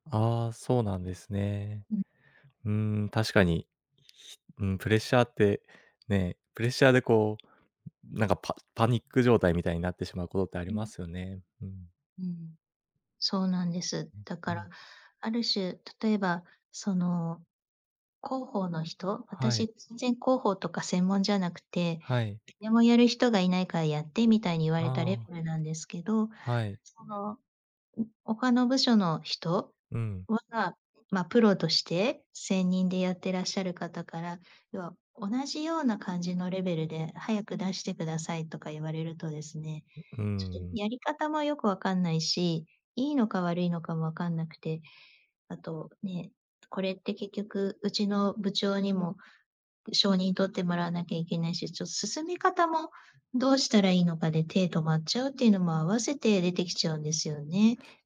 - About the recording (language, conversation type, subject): Japanese, advice, 締め切りのプレッシャーで手が止まっているのですが、どうすれば状況を整理して作業を進められますか？
- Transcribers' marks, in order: other noise; tapping; other background noise